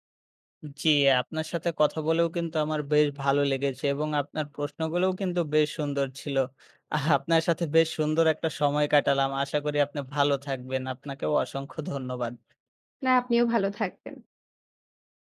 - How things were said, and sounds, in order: chuckle; horn
- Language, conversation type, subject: Bengali, podcast, ভুল বোঝাবুঝি হলে আপনি প্রথমে কী করেন?